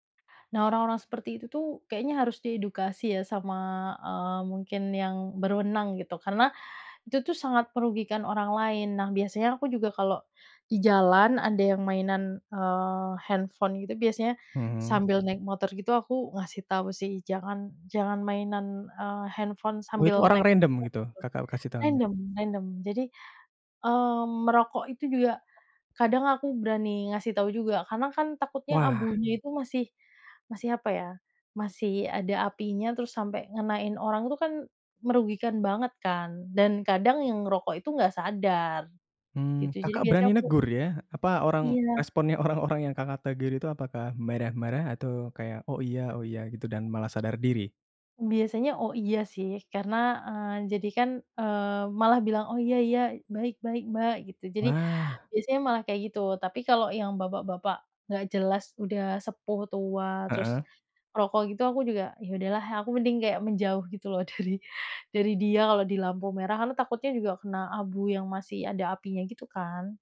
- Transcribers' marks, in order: in English: "random"; in English: "Random random"; laughing while speaking: "dari"
- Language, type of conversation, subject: Indonesian, podcast, Pernahkah Anda mengalami kecelakaan ringan saat berkendara, dan bagaimana ceritanya?